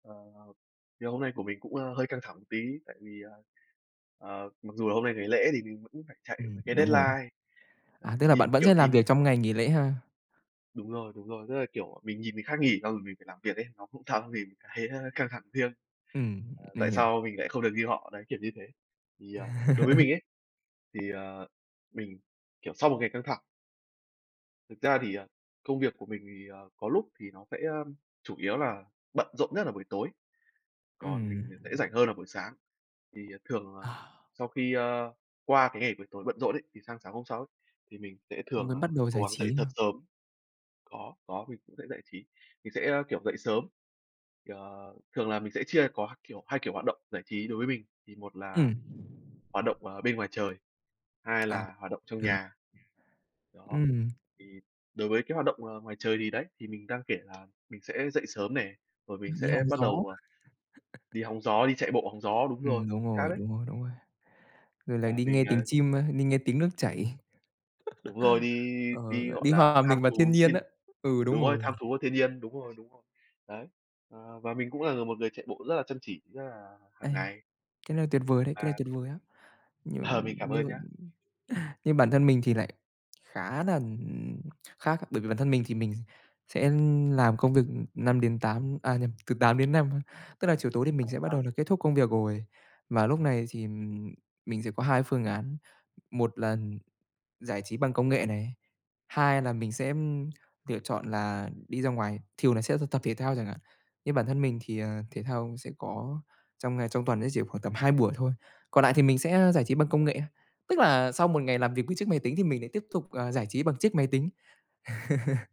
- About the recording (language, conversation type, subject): Vietnamese, unstructured, Bạn thường làm gì để thư giãn sau một ngày làm việc căng thẳng?
- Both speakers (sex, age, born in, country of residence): male, 20-24, Vietnam, Vietnam; male, 20-24, Vietnam, Vietnam
- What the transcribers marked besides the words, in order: in English: "deadline"; other background noise; chuckle; tapping; chuckle; laugh; laughing while speaking: "Ờ"; chuckle; chuckle